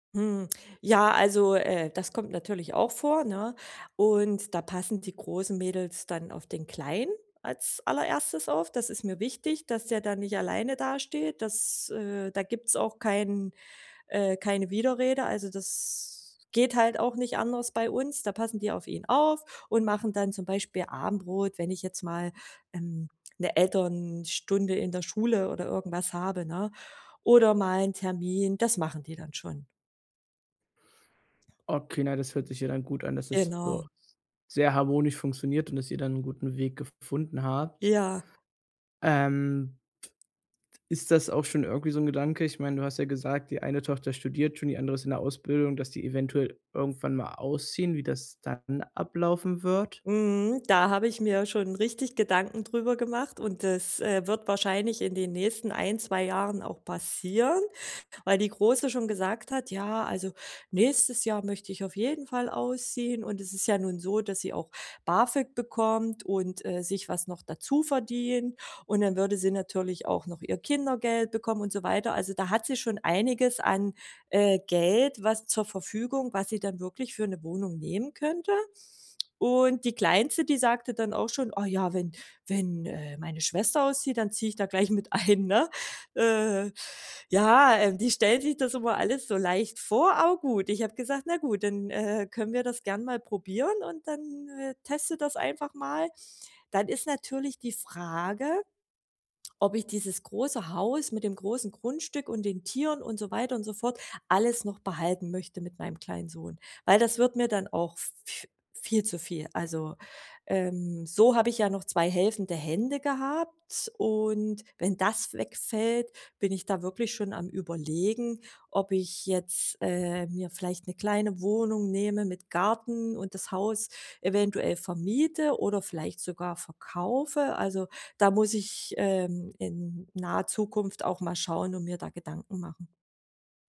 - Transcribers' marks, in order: other background noise; laughing while speaking: "gleich mit ein"
- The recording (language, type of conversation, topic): German, podcast, Wie teilt ihr zu Hause die Aufgaben und Rollen auf?